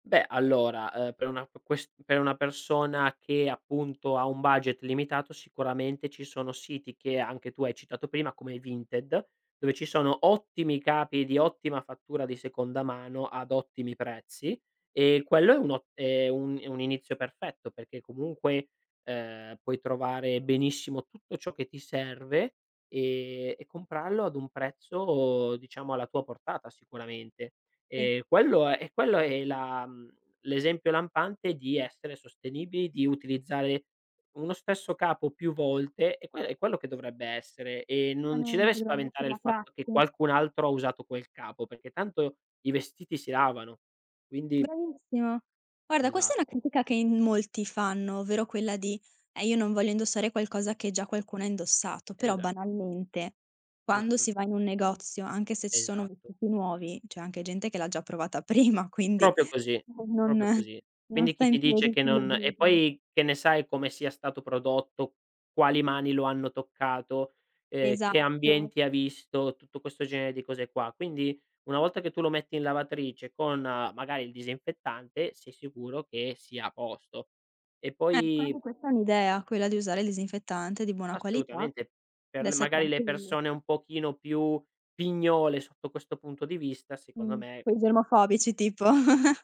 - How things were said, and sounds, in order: drawn out: "prezzo"; other background noise; unintelligible speech; "Proprio" said as "propio"; laughing while speaking: "prima"; "proprio" said as "propio"; chuckle
- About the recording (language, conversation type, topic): Italian, podcast, In che modo la sostenibilità entra nelle tue scelte di stile?